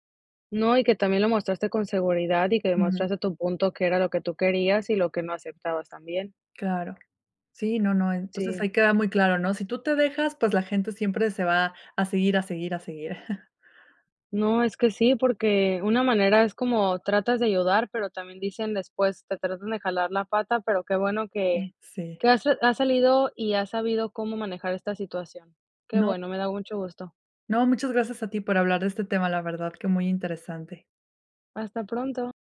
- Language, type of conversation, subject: Spanish, podcast, ¿Cómo manejas la retroalimentación difícil sin tomártela personal?
- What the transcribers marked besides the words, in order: chuckle